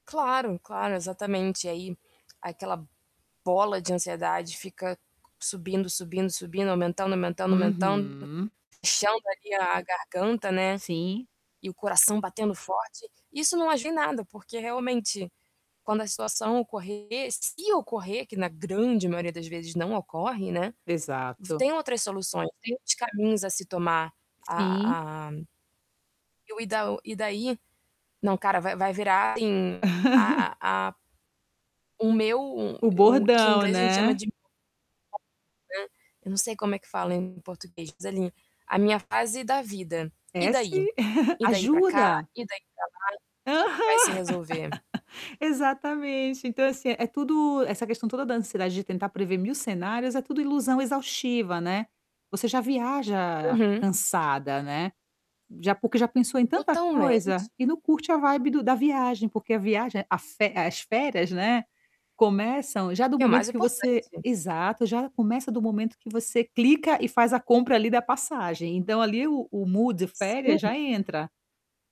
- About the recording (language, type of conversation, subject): Portuguese, advice, Como posso lidar com a ansiedade ao viajar para destinos desconhecidos?
- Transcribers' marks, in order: static; tapping; drawn out: "Uhum"; distorted speech; chuckle; unintelligible speech; chuckle; laugh; in English: "vibe"; in English: "mood"